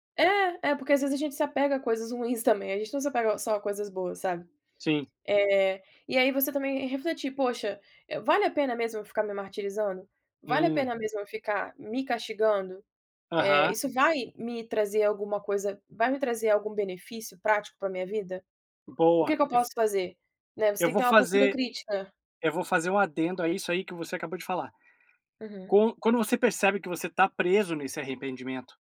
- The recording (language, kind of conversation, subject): Portuguese, podcast, Como você lida com arrependimentos das escolhas feitas?
- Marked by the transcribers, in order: none